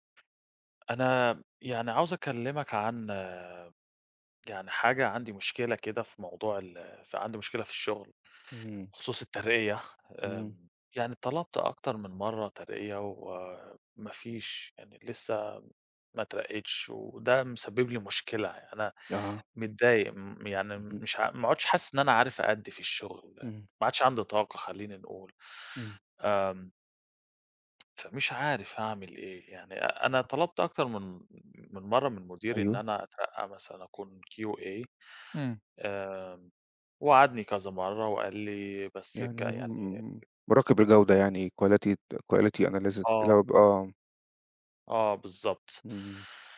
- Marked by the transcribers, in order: other background noise; in English: "QA"; in English: "quality quality analysis"
- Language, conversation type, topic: Arabic, advice, إزاي طلبت ترقية واترفضت؟